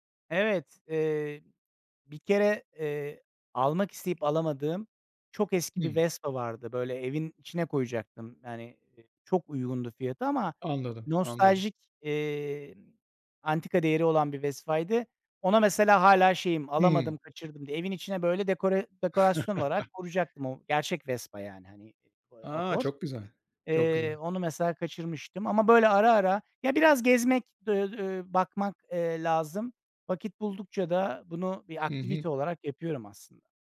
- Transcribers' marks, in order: tapping; other background noise; "koyacaktım" said as "korucaktım"; chuckle
- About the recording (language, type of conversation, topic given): Turkish, podcast, Vintage mi yoksa ikinci el alışveriş mi tercih edersin, neden?